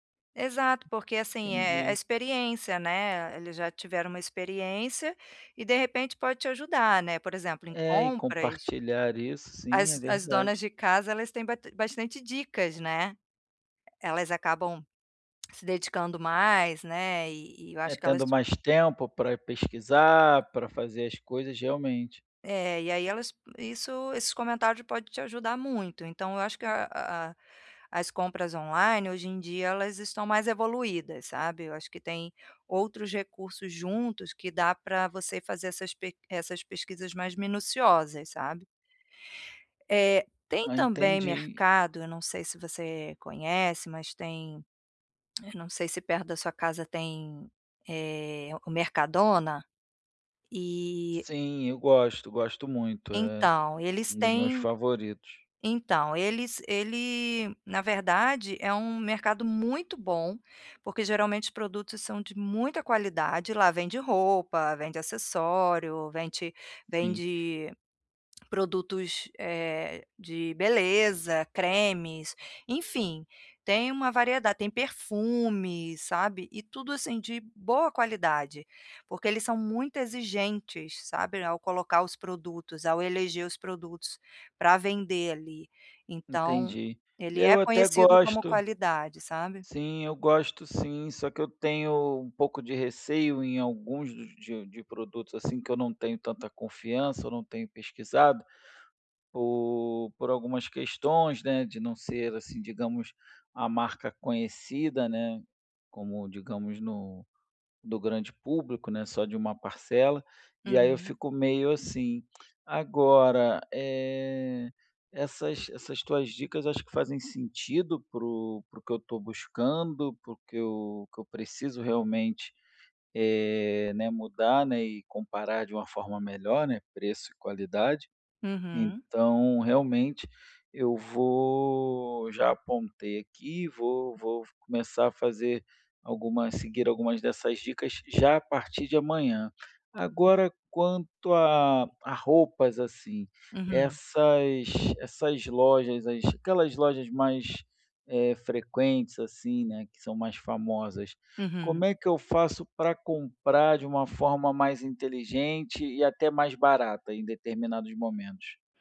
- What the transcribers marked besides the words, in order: other background noise; tapping; tongue click; tongue click; drawn out: "eh"; unintelligible speech
- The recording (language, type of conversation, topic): Portuguese, advice, Como posso comparar a qualidade e o preço antes de comprar?